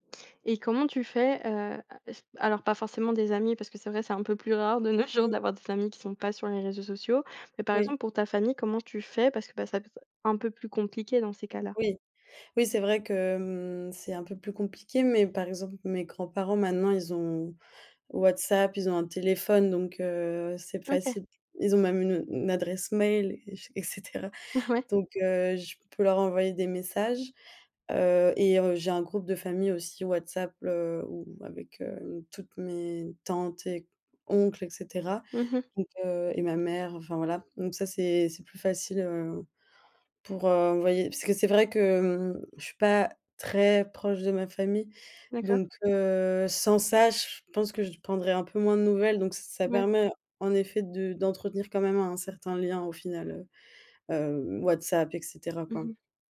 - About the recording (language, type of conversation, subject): French, podcast, Comment gardes-tu le contact avec des amis qui habitent loin ?
- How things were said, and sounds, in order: laughing while speaking: "rare de nos jours"; unintelligible speech; laughing while speaking: "Ouais"; stressed: "très"